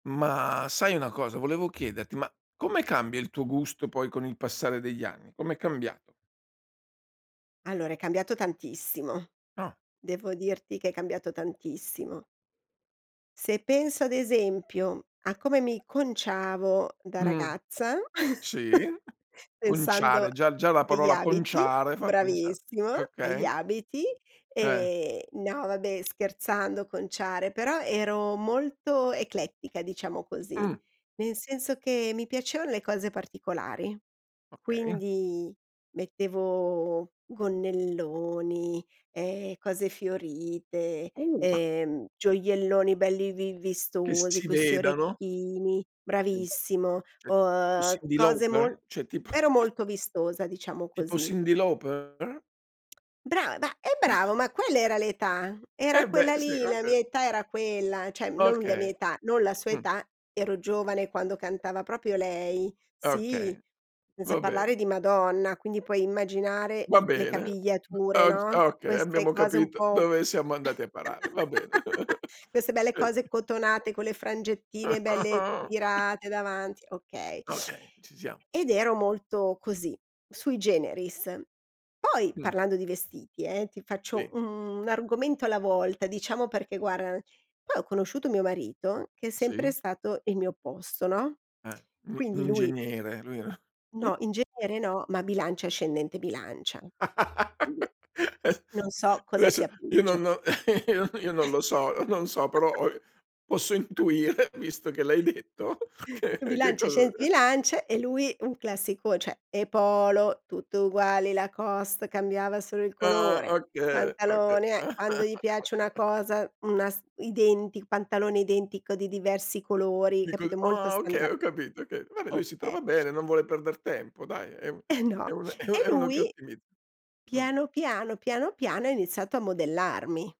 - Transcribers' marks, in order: chuckle; cough; laughing while speaking: "tipo"; tsk; chuckle; laugh; chuckle; tapping; chuckle; in Latin: "sui generis"; tsk; chuckle; other background noise; laugh; chuckle; chuckle; laughing while speaking: "intuire, visto che l'hai detto che che cos'e"; chuckle; "cioè" said as "ceh"; chuckle; laughing while speaking: "Eh, no"
- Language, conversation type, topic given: Italian, podcast, Come cambia il tuo gusto con il passare degli anni?